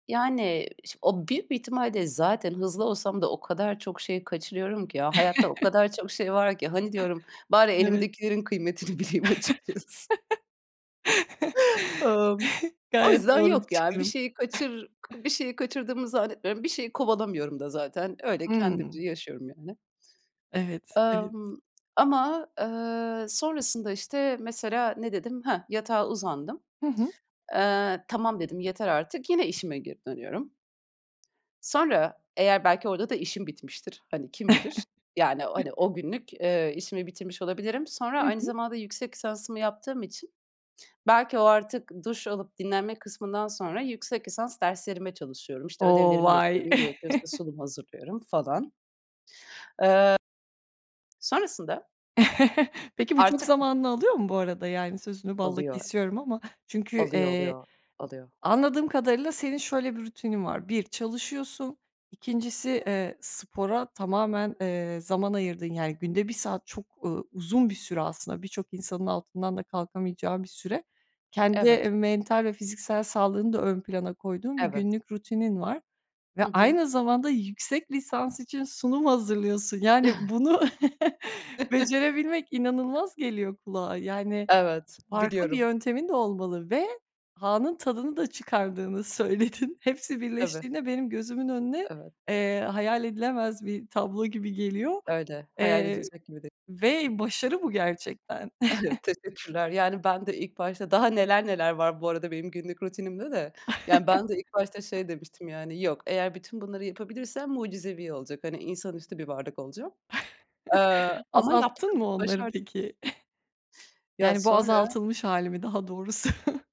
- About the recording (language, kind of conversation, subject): Turkish, podcast, Zamanınızı daha iyi yönetmek için neler yaparsınız?
- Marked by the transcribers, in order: chuckle; laughing while speaking: "kıymetini bileyim açıkçası"; chuckle; chuckle; joyful: "Imm"; chuckle; chuckle; chuckle; chuckle; laugh; other background noise; laughing while speaking: "bunu"; chuckle; joyful: "biliyorum"; laughing while speaking: "söyledin"; stressed: "ve"; laughing while speaking: "Evet, teşekkürler"; chuckle; chuckle; chuckle; chuckle; laughing while speaking: "doğrusu?"